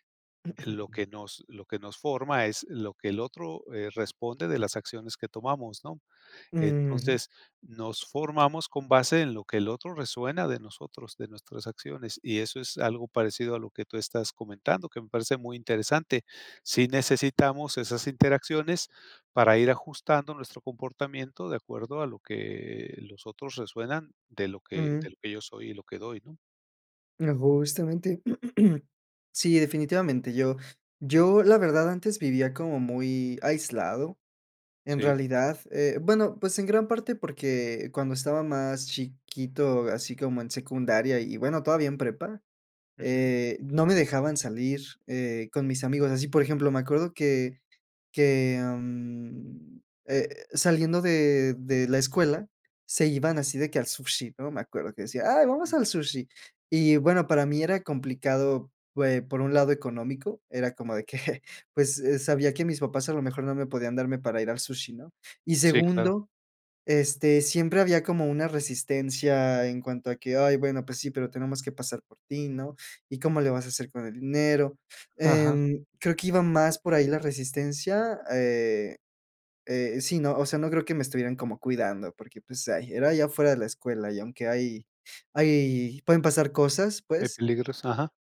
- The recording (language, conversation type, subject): Spanish, podcast, ¿Cómo empezarías a conocerte mejor?
- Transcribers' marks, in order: throat clearing; throat clearing; laughing while speaking: "que"